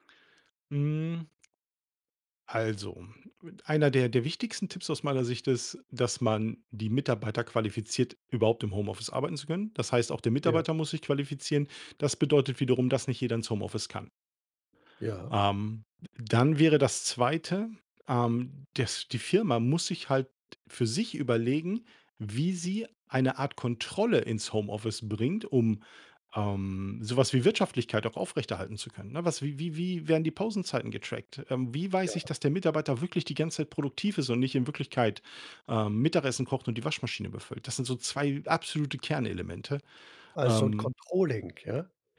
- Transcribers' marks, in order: other noise; in English: "Controlling"
- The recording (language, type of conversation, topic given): German, podcast, Wie stehst du zu Homeoffice im Vergleich zum Büro?